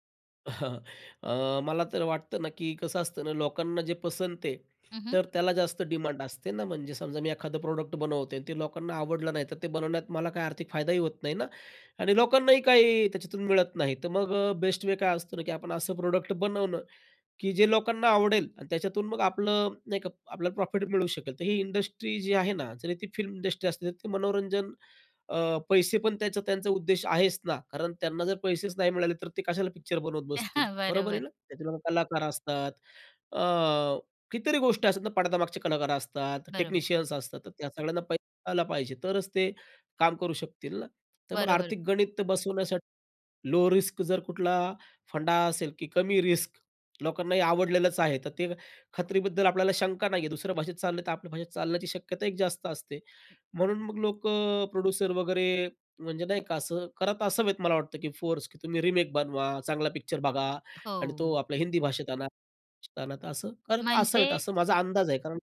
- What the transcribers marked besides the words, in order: chuckle; other background noise; in English: "प्रॉडक्ट"; in English: "बेस्ट वे"; in English: "प्रॉडक्ट"; in English: "फिल्म इंडस्ट्री"; chuckle; in English: "टेक्निशियन्स"; in English: "लो रिस्क"; in English: "रिस्क"; tapping; in English: "प्रोड्युसर"
- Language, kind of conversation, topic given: Marathi, podcast, रीमेक आणि रीबूट इतके लोकप्रिय का होतात असे तुम्हाला वाटते?